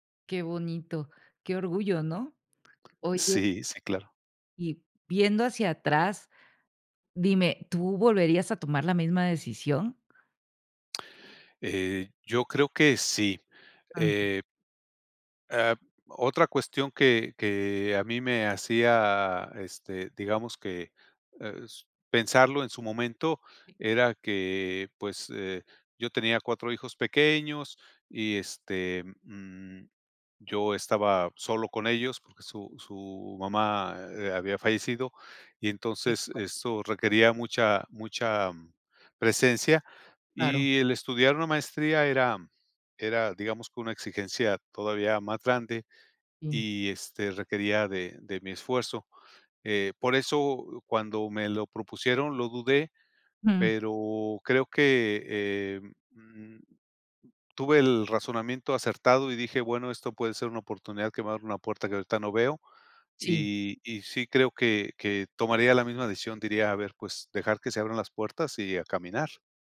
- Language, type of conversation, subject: Spanish, podcast, ¿Cuál ha sido una decisión que cambió tu vida?
- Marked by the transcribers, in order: tapping; other background noise